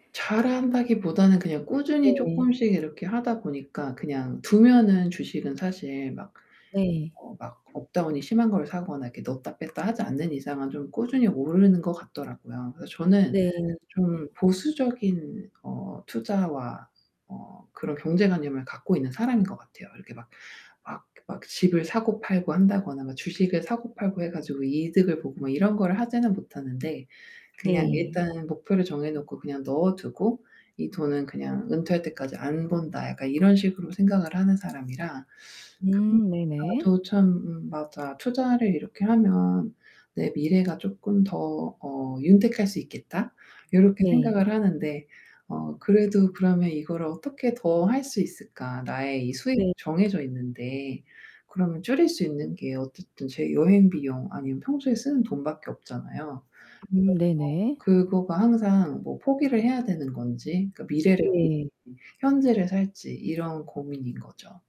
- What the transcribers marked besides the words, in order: distorted speech; other background noise
- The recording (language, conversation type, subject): Korean, advice, 단기적인 소비와 장기적인 저축의 균형을 어떻게 맞출 수 있을까요?